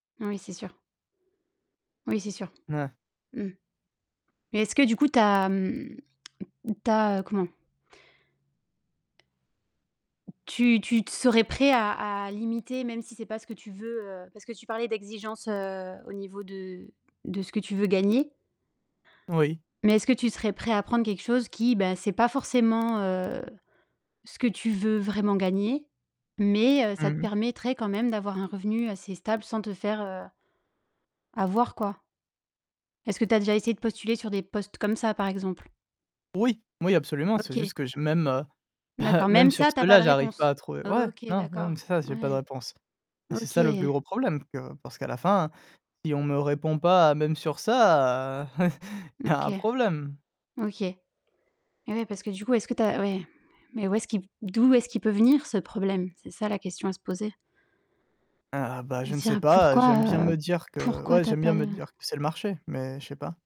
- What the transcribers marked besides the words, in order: distorted speech; tapping; tsk; other noise; chuckle; static
- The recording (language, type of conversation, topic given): French, advice, Comment votre perte d’emploi influence-t-elle votre quête de sens aujourd’hui ?